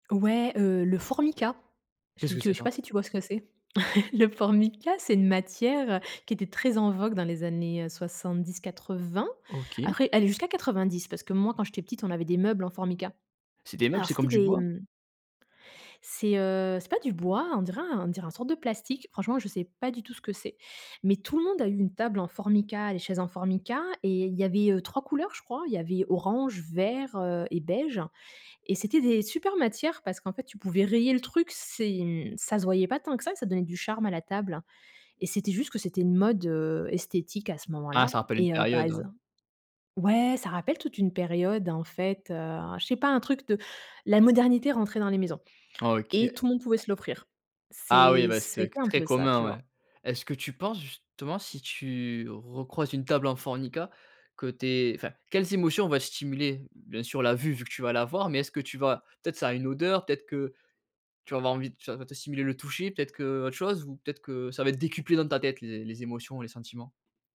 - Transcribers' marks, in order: chuckle; other background noise; stressed: "ouais"; "Formica" said as "Fornica"
- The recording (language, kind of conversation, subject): French, podcast, Pourquoi la nostalgie nous pousse-t-elle vers certaines œuvres ?